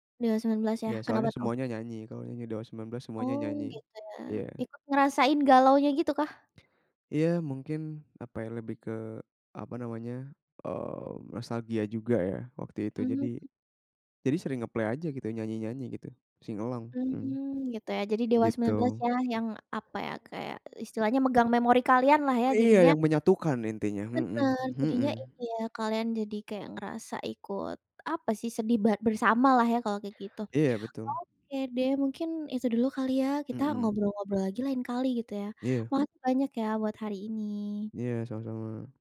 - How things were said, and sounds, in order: in English: "nge-play"; in English: "Sing along"; tapping
- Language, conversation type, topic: Indonesian, podcast, Pernahkah kalian membuat dan memakai daftar putar bersama saat road trip?